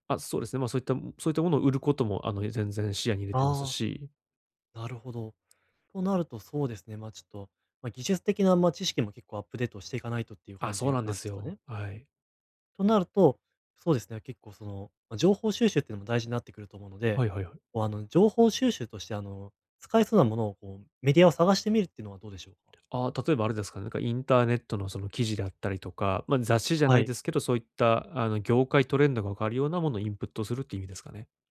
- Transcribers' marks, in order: none
- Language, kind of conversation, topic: Japanese, advice, どうすればキャリアの長期目標を明確にできますか？